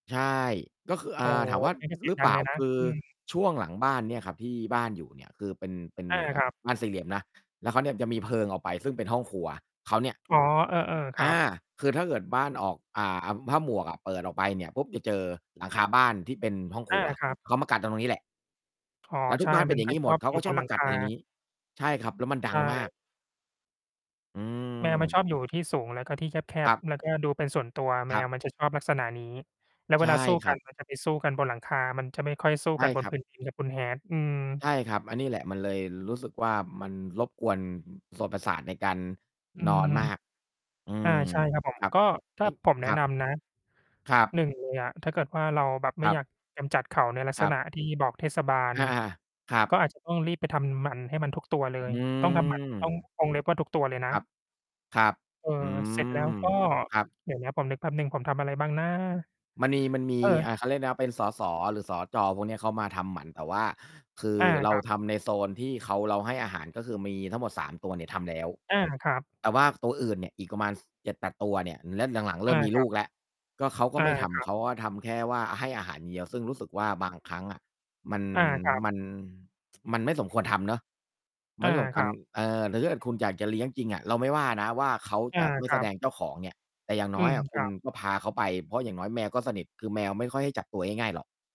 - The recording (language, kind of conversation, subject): Thai, unstructured, สัตว์จรจัดส่งผลกระทบต่อชุมชนอย่างไรบ้าง?
- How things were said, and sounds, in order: mechanical hum; distorted speech; tapping; other noise; stressed: "นะ"; tsk